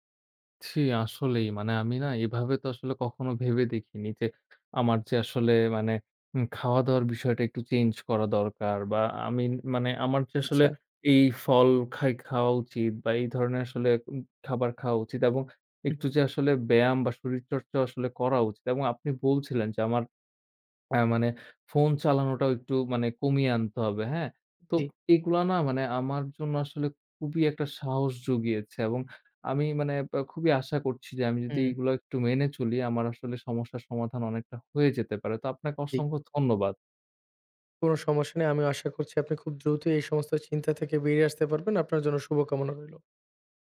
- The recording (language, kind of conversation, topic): Bengali, advice, আমি কীভাবে নিয়মিত ব্যায়াম শুরু করতে পারি, যখন আমি বারবার অজুহাত দিই?
- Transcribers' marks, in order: "জি" said as "ছি"; swallow; trusting: "তো এগুলা না মানে আমার … হয়ে যেতে পারে"; other background noise